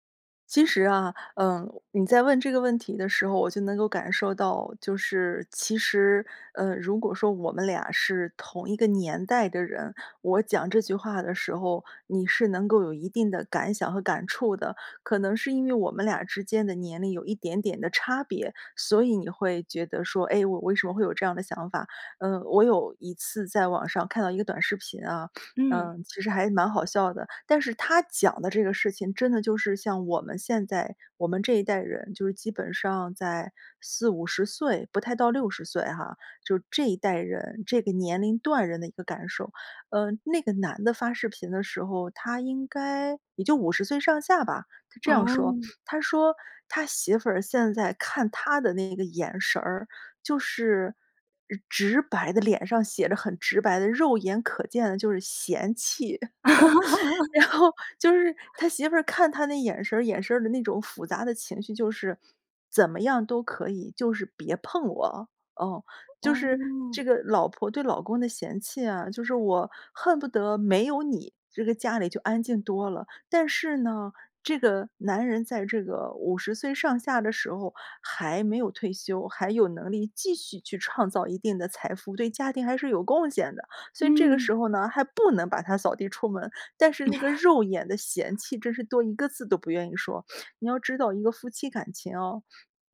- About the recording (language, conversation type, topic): Chinese, podcast, 维持夫妻感情最关键的因素是什么？
- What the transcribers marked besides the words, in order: chuckle; laughing while speaking: "然后"; laugh; other background noise; laugh